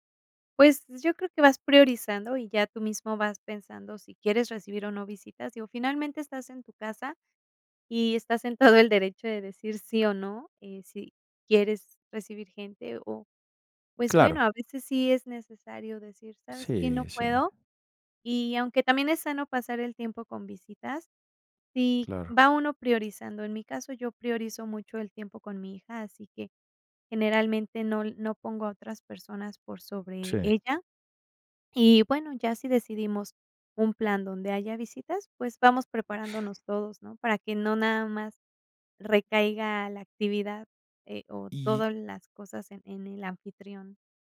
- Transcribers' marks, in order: laughing while speaking: "todo"
- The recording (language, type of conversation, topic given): Spanish, podcast, ¿Cómo sería tu día perfecto en casa durante un fin de semana?